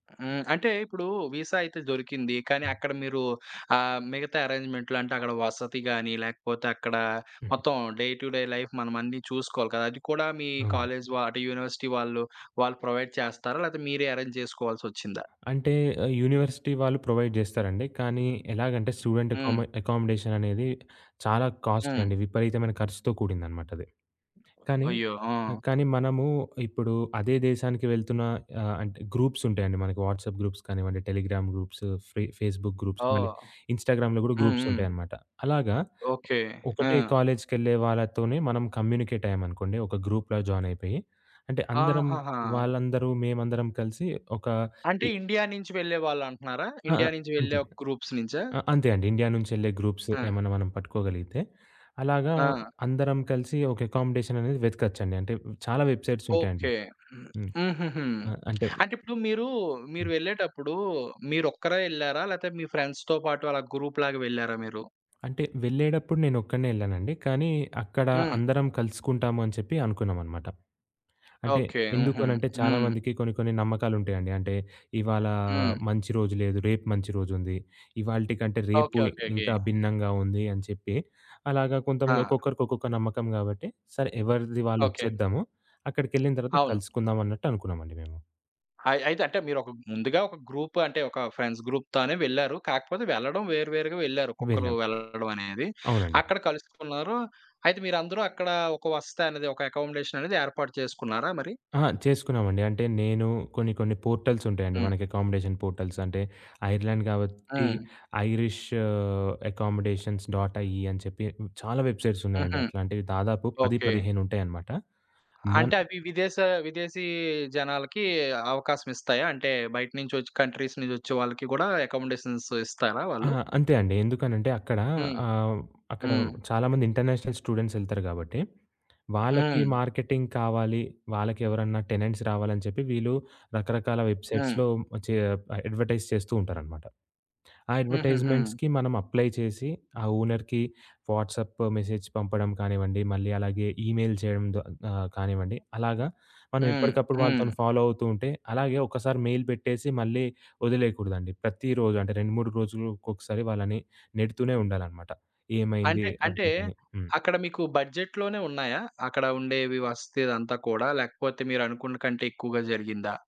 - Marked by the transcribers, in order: in English: "వీసా"; other background noise; in English: "డే టు డే లైఫ్"; in English: "యూనివర్సిటీ"; in English: "ప్రొవైడ్"; in English: "అరేంజ్"; in English: "యూనివర్సిటీ"; in English: "ప్రొవైడ్"; in English: "స్టూడెంట్ అకాం అకమోడేషన్"; in English: "కాస్ట్‌లీ"; in English: "గ్రూప్స్"; in English: "వాట్సాప్ గ్రూప్స్"; in English: "ఇన్‌స్టాగ్రామ్‌లో"; in English: "గ్రూప్స్"; in English: "గ్రూపలో"; in English: "గ్రూప్స్"; in English: "అకామోడేషన్"; throat clearing; in English: "వెబ్‌సైట్స్"; tapping; in English: "ఫ్రెండ్స్‌తో"; in English: "గ్రూప్‌లాగా"; in English: "గ్రూప్"; in English: "ఫ్రెండ్స్ గ్రూప్‌తోనే"; in English: "అకమోడేషన్"; in English: "పోర్టల్స్"; in English: "అకామోడేషన్ పోర్టల్స్"; in English: "ఐరిష్ అకమోడేషన్ డాట్ ఐ‌ఈ"; in English: "వెబ్‌సైట్స్"; in English: "కంట్రీస్"; in English: "అకామోడేషన్స్"; in English: "ఇంటర్నేషనల్ స్టూడెంట్స్"; in English: "మార్కెటింగ్"; in English: "టెనెంట్స్"; in English: "వెబ్‌సైట్స్‌లో"; in English: "అడ్వర్టైజ్"; in English: "అడ్వర్టైజ్‌మెంట్స్‌కి"; in English: "అప్లై"; in English: "ఓనర్‌కి వాట్సాప్ మెసేజ్"; in English: "ఈమెయిల్"; in English: "ఫాలో"; in English: "మెయిల్"; in English: "అప్‌డేట్"; in English: "బడ్జెట్‌లోనే"
- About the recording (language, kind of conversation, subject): Telugu, podcast, విదేశీ లేదా ఇతర నగరంలో పని చేయాలని అనిపిస్తే ముందుగా ఏం చేయాలి?